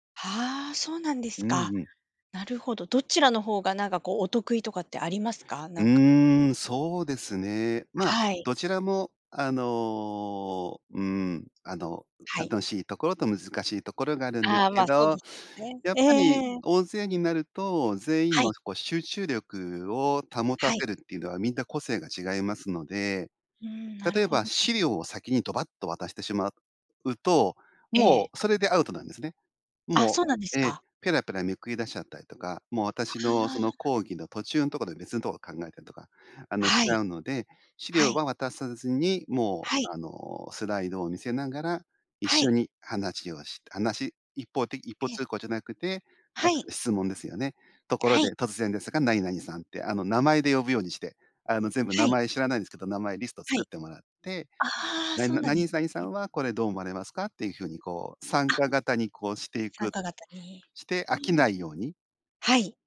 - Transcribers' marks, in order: none
- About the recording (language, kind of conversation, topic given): Japanese, podcast, 質問をうまく活用するコツは何だと思いますか？